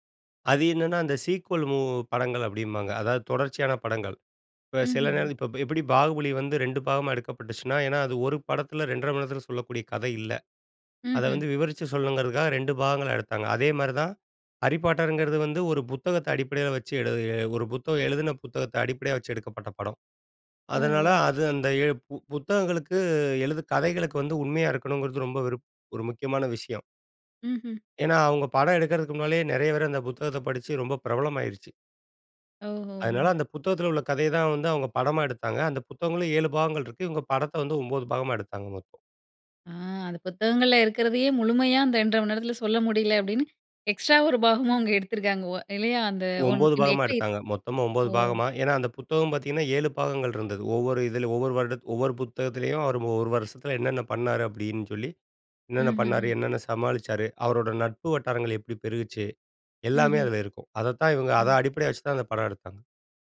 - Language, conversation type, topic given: Tamil, podcast, புதிய மறுஉருவாக்கம் அல்லது மறுதொடக்கம் பார்ப்போதெல்லாம் உங்களுக்கு என்ன உணர்வு ஏற்படுகிறது?
- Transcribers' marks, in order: in English: "சீக்வல் மூவ்"; other background noise; tapping; in English: "எக்ஸ்ட்ரா"; unintelligible speech